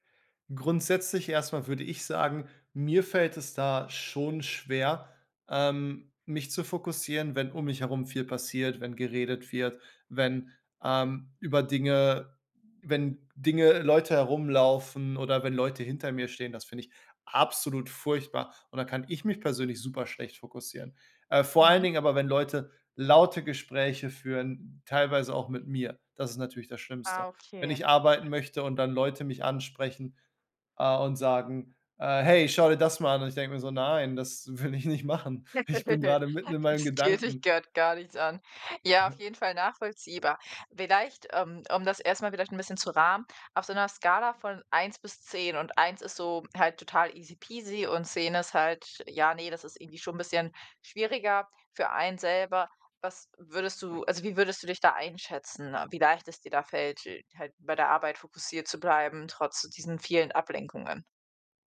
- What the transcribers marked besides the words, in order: stressed: "absolut"; other background noise; laughing while speaking: "will ich nicht machen"; laugh; laughing while speaking: "Das geht dich grad"; chuckle
- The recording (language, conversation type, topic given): German, podcast, Wie kann man bei der Arbeit trotz Ablenkungen konzentriert bleiben?